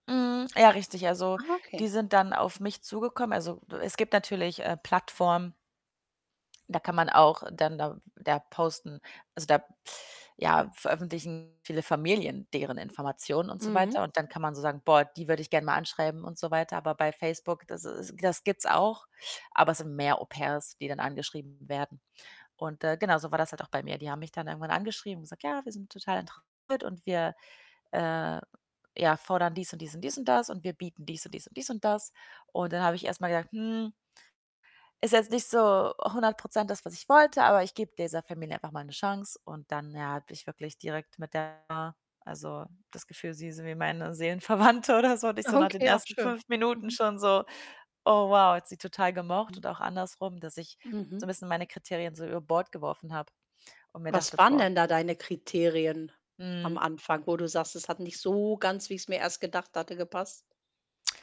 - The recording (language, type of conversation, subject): German, advice, Wie kann ich mich am besten an meine neue Rolle und die damit verbundenen Erwartungen anpassen?
- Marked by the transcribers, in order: other background noise; distorted speech; put-on voice: "Ja, wir sind total interessiert"; laughing while speaking: "Seelenverwandte oder so"; laughing while speaking: "Okay"